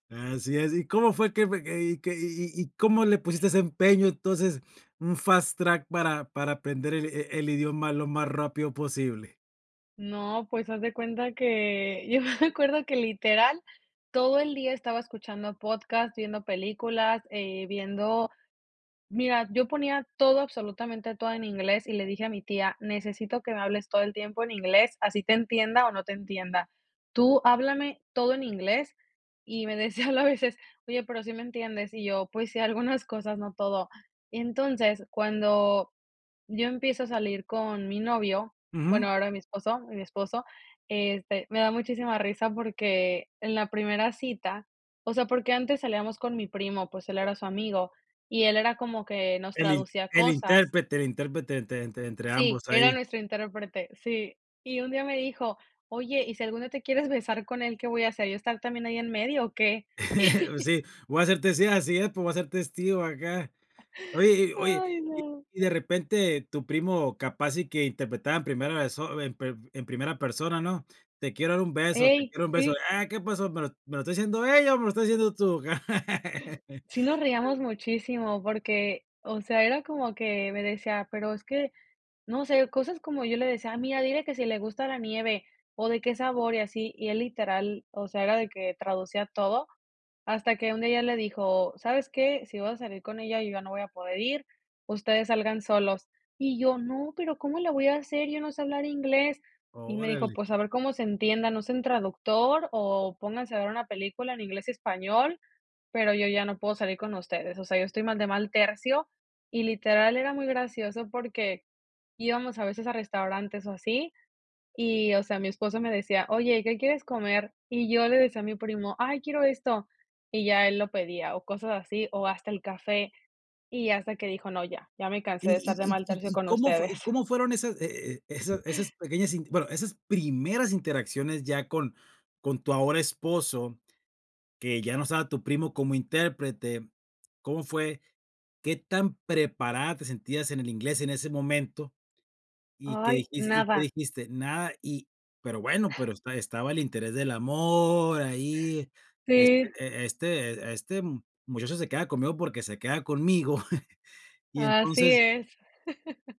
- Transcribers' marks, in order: laughing while speaking: "yo me acuerdo"; laughing while speaking: "me decía"; chuckle; chuckle; laugh; chuckle
- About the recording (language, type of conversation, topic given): Spanish, podcast, ¿Cómo empezaste a estudiar un idioma nuevo y qué fue lo que más te ayudó?